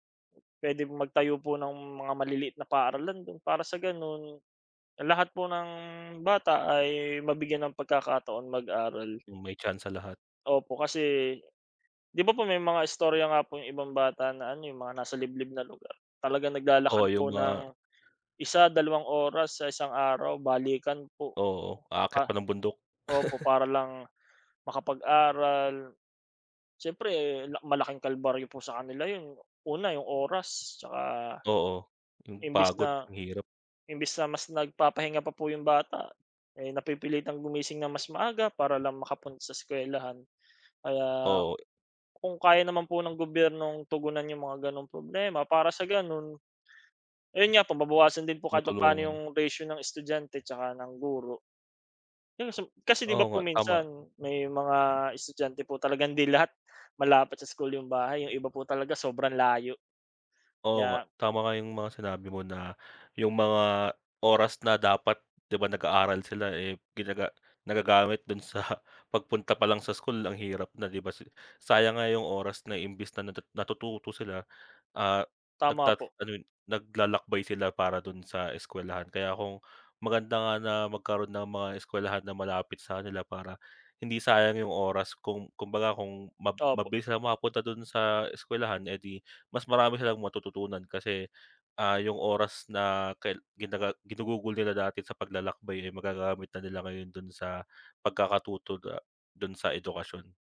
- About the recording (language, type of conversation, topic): Filipino, unstructured, Paano sa palagay mo dapat magbago ang sistema ng edukasyon?
- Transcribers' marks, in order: chuckle